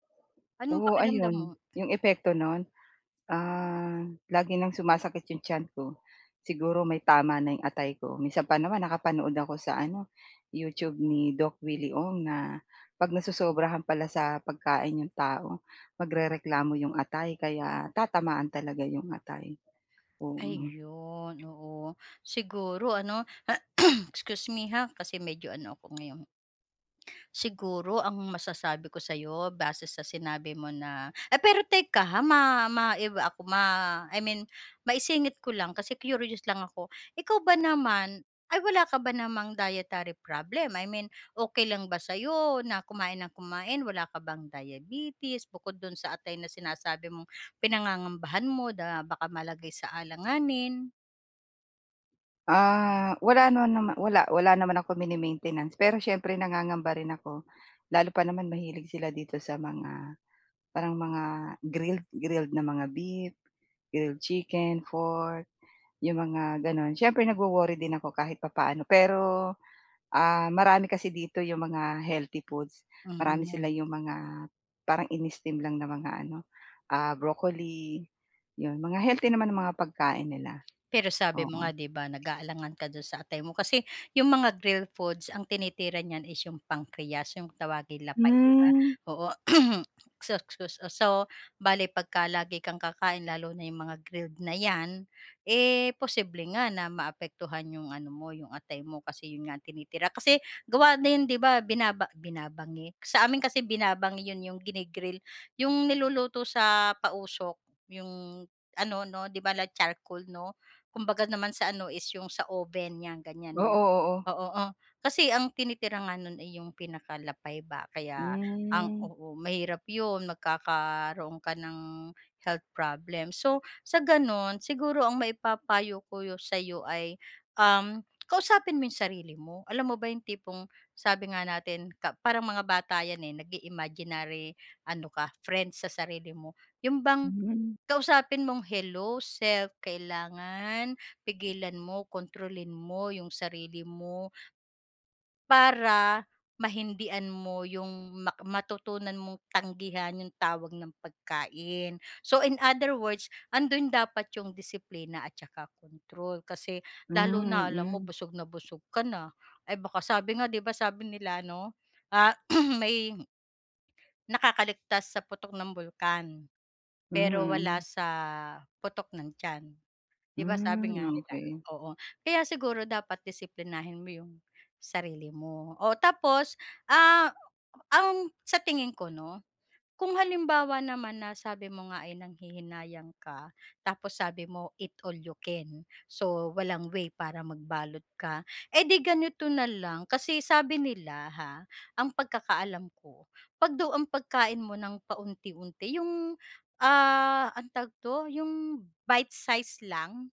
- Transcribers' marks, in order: other background noise; tapping; sneeze; throat clearing; in English: "So in other words"; throat clearing
- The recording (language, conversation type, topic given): Filipino, advice, Paano ko haharapin ang presyur ng ibang tao tungkol sa pagkain?